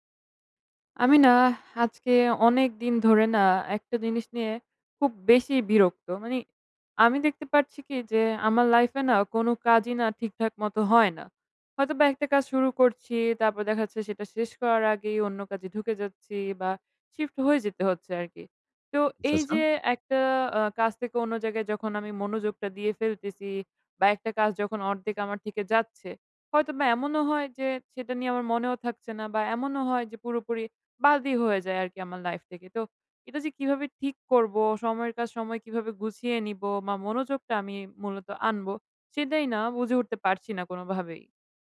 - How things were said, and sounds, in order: in English: "শিফট"
- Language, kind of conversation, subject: Bengali, advice, একাধিক কাজ একসঙ্গে করতে গিয়ে কেন মনোযোগ হারিয়ে ফেলেন?